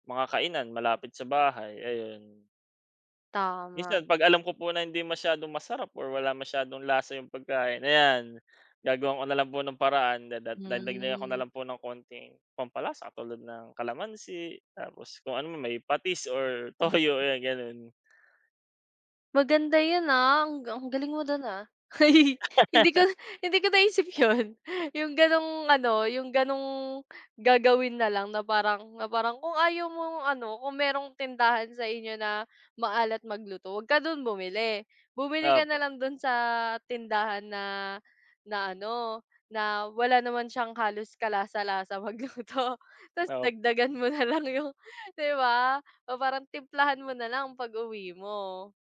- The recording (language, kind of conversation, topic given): Filipino, unstructured, Ano ang palagay mo sa sobrang alat ng mga pagkain ngayon?
- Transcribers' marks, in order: laughing while speaking: "toyo"; laugh; laughing while speaking: "magluto"; laughing while speaking: "mo nalang yung"